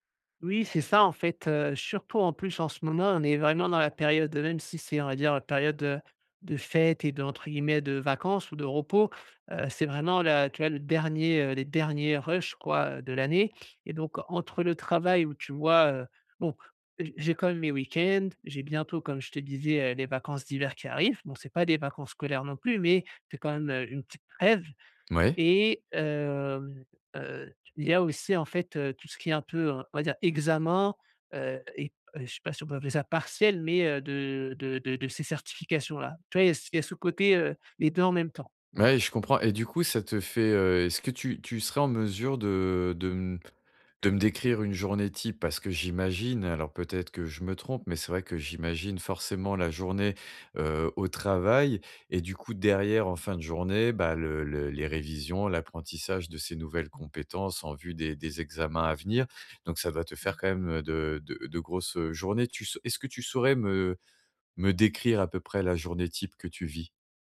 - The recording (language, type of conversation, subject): French, advice, Comment structurer ma journée pour rester concentré et productif ?
- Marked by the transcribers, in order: "surtout" said as "churtout"; "moment" said as "monin"